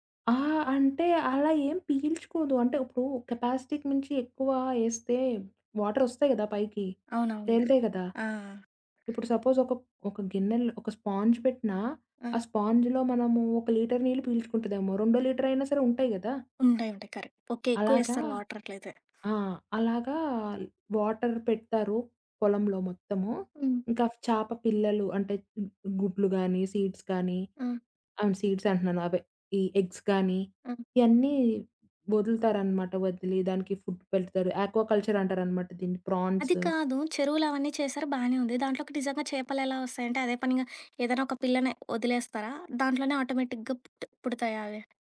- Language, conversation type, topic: Telugu, podcast, మత్స్య ఉత్పత్తులను సుస్థిరంగా ఎంపిక చేయడానికి ఏమైనా సూచనలు ఉన్నాయా?
- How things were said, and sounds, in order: in English: "కెపాసిటీకి"; in English: "సపోజ్"; other background noise; in English: "స్పాన్జ్"; in English: "స్పాన్జ్‌లో"; in English: "కరెక్ట్"; in English: "వాటర్"; in English: "వాటర్"; tapping; in English: "సీడ్స్"; in English: "సీడ్స్"; in English: "ఎగ్స్"; in English: "ఫుడ్"; in English: "యాక్వా కల్చర్"; in English: "ఫ్రాన్స్"; in English: "ఆటోమేటిక్‌గా"